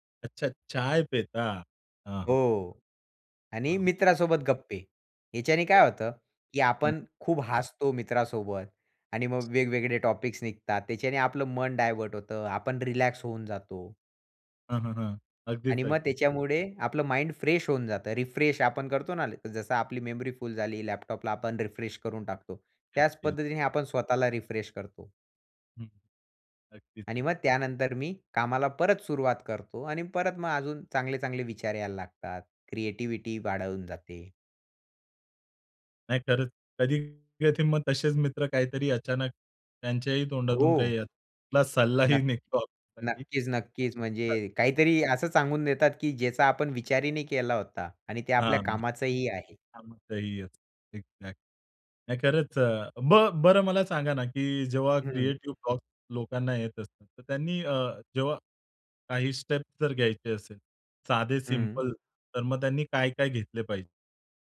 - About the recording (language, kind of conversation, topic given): Marathi, podcast, सर्जनशील अडथळा आला तर तुम्ही सुरुवात कशी करता?
- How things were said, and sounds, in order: in English: "टॉपिक्स"; other background noise; in English: "डायव्हर्ट"; in English: "माइंड फ्रेश"; in English: "रिफ्रेश"; in English: "मेमरी फुल"; in English: "रिफ्रेश"; unintelligible speech; in English: "रिफ्रेश"; in English: "क्रिएटिव्हिटी"; chuckle; in English: "क्रिएटिव्ह ब्लॉक्स"; in English: "स्टेप्स"; in English: "सिंपल"